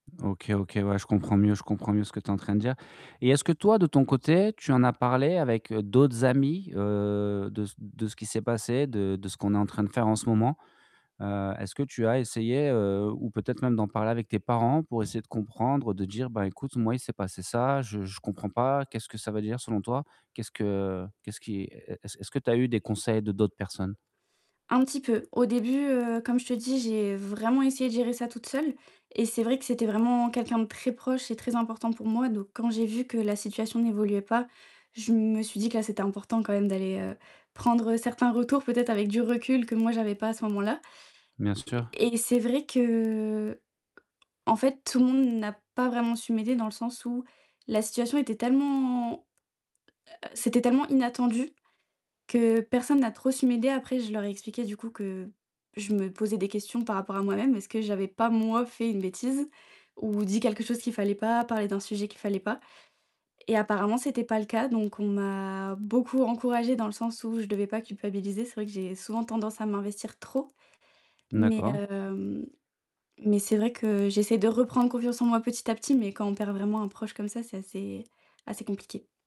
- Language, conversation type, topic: French, advice, Comment puis-je rebondir après un rejet et retrouver rapidement confiance en moi ?
- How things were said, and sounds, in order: background speech; static; distorted speech; tapping; stressed: "moi"